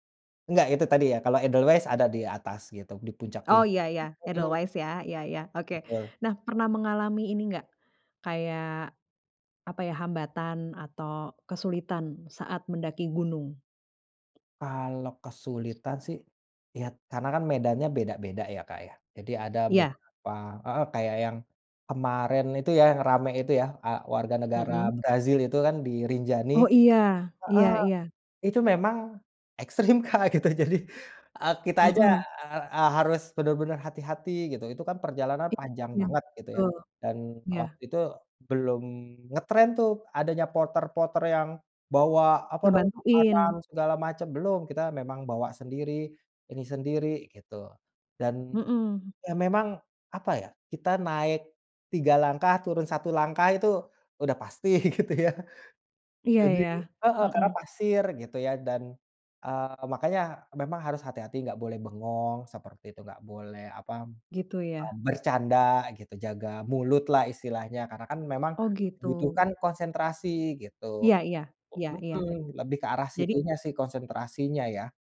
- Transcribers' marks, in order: other background noise; laughing while speaking: "ekstrim, Kak gitu jadi"; laughing while speaking: "gitu, ya"
- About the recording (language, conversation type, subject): Indonesian, podcast, Ceritakan pengalaman paling berkesanmu saat berada di alam?